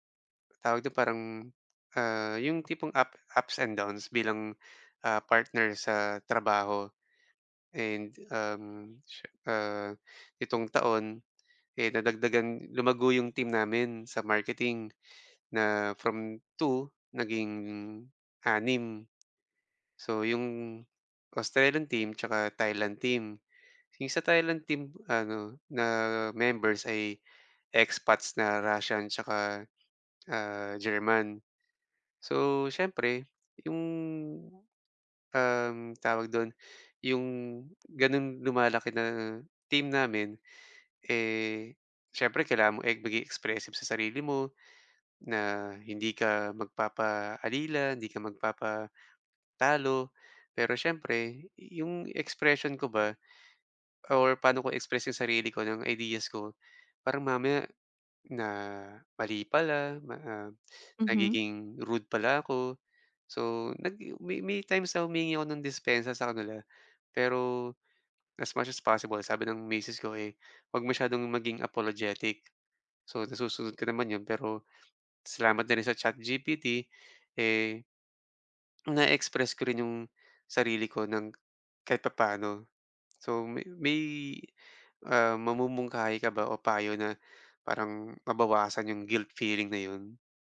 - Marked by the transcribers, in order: tapping; other background noise; swallow
- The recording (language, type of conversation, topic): Filipino, advice, Paano ko mapapanatili ang kumpiyansa sa sarili kahit hinuhusgahan ako ng iba?